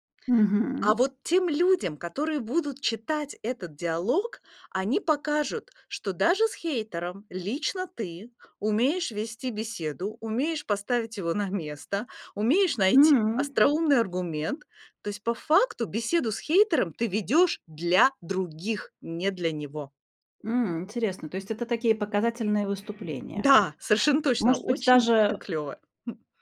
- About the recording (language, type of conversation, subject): Russian, podcast, Как вы реагируете на критику в социальных сетях?
- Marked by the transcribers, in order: tapping; other background noise; chuckle